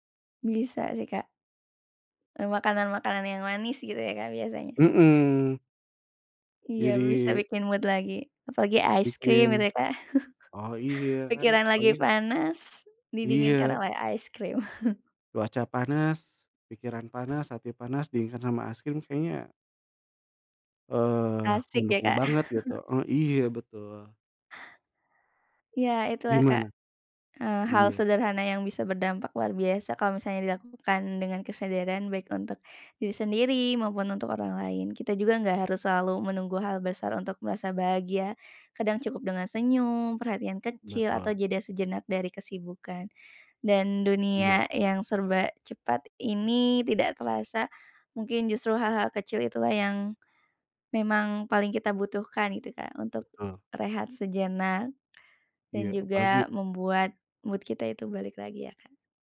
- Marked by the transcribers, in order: in English: "mood"; in English: "ice cream"; chuckle; in English: "ice cream"; chuckle; other background noise; chuckle; in English: "mood"
- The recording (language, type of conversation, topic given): Indonesian, unstructured, Apa hal sederhana yang bisa membuat harimu lebih cerah?